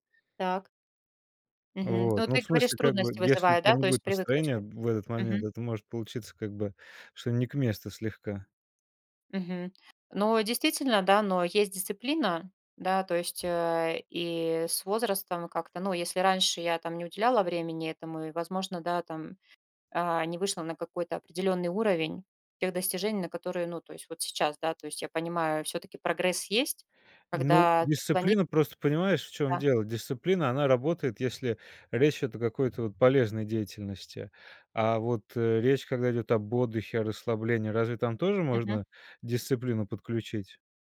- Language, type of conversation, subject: Russian, podcast, Как вы выбираете, куда вкладывать время и энергию?
- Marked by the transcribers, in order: tapping; other background noise